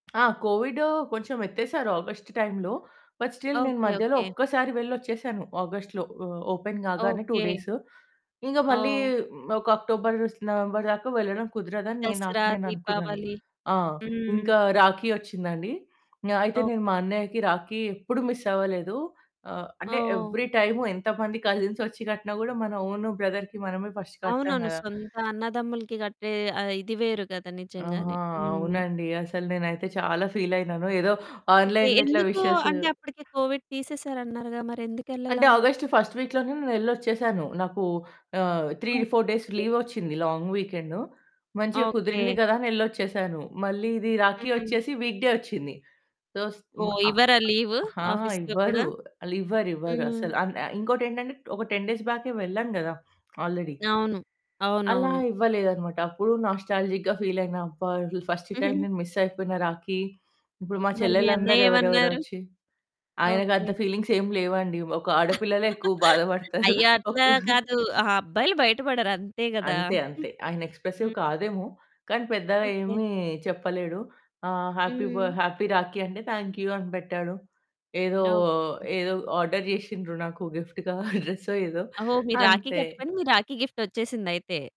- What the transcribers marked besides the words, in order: tapping; in English: "బట్ స్టిల్"; in English: "ఓపెన్"; in English: "టూ డేస్"; in English: "మిస్"; in English: "ఎవ్రీ టైమ్"; in English: "కజిన్స్"; in English: "ఓన్ బ్రదర్‌కి"; in English: "ఫస్ట్"; in English: "ఆన్లైన్‌లో"; in English: "విషెస్"; in English: "కోవిడ్"; other background noise; static; in English: "ఫస్ట్ వీక్"; in English: "త్రీ ఫౌర్ డేస్ లీవ్"; in English: "లాంగ్ వీకెండ్"; in English: "వీక్ డే"; in English: "సొ"; in English: "లీవ్ ఆఫీస్‌లో"; in English: "టెన్ డేస్"; in English: "ఆల్రెడీ"; in English: "నాస్టాల్జిక్‌గా ఫీల్"; chuckle; in English: "ఫస్ట్ టైమ్"; in English: "మిస్"; laugh; in English: "ఫీలింగ్స్"; giggle; in English: "ఎక్స్ప్రెసివ్"; in English: "హ్యాపీ బర్త్ హ్యాపీ"; in English: "థాంక్ యూ"; in English: "ఆర్డర్"; in English: "గిఫ్ట్‌గా"; in English: "గిఫ్ట్"
- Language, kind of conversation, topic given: Telugu, podcast, పండుగల రోజుల్లో కూడా ఒంటరిగా ఉన్నప్పుడు అది ఎందుకు ఎక్కువ బాధగా అనిపిస్తుంది?